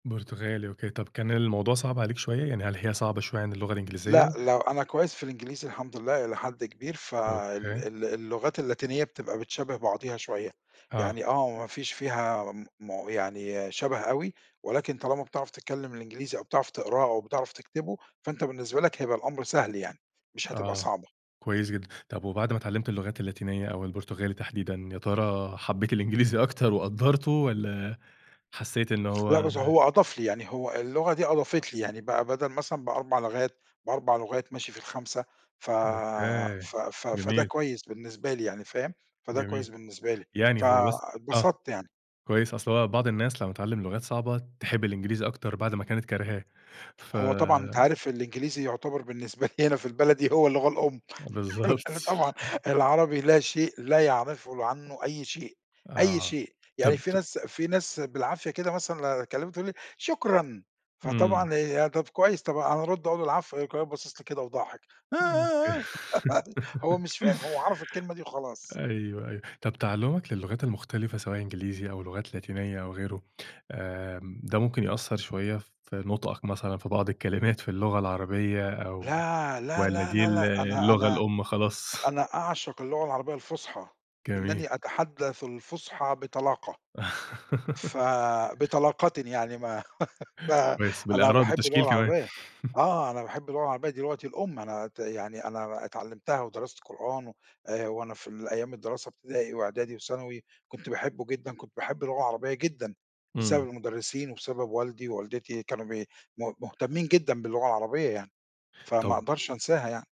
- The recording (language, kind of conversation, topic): Arabic, podcast, إيه أكتر موقف مضحك حصلك بسبب اختلاف اللغة؟
- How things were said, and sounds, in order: laughing while speaking: "الإنجليزي أكتر وقدّرته"; laughing while speaking: "بالنسبة لي هنا في البلد دي، هو اللغة الأم عارف هنا طبعًا"; laughing while speaking: "بالضبط"; chuckle; unintelligible speech; chuckle; laugh; other noise; laugh; chuckle; laugh; chuckle